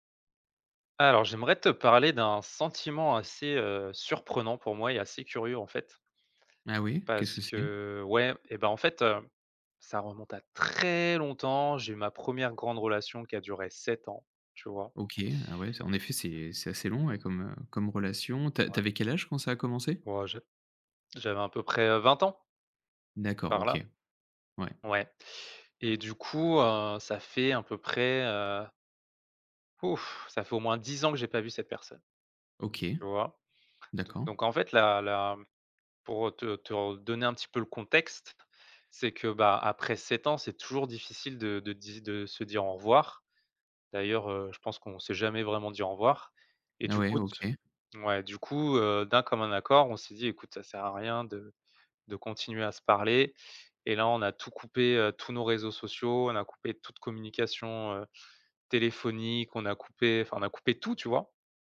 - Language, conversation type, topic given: French, advice, Pourquoi est-il si difficile de couper les ponts sur les réseaux sociaux ?
- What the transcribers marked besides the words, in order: stressed: "très"; stressed: "tout"